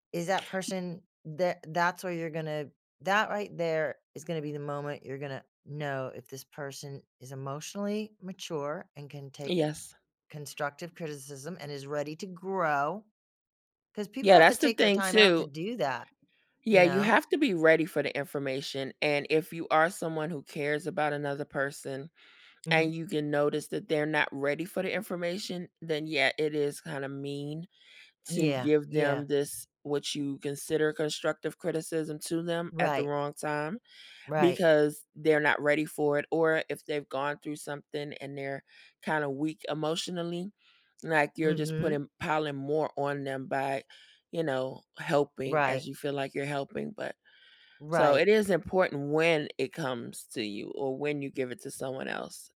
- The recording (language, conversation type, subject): English, unstructured, How do you use feedback from others to grow and improve yourself?
- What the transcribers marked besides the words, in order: tapping; other background noise